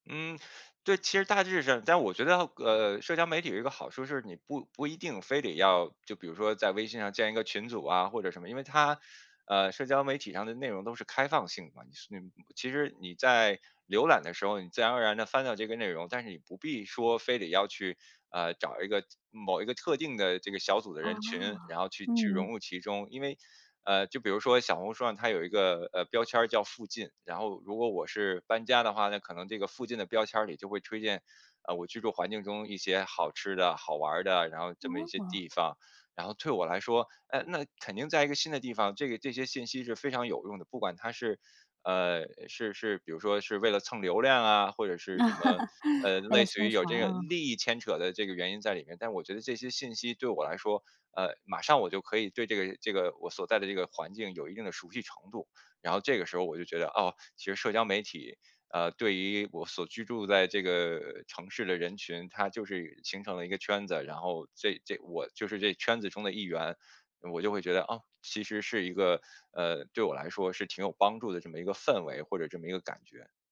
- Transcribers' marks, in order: chuckle
- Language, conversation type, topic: Chinese, podcast, 你觉得社交媒体能帮人找到归属感吗？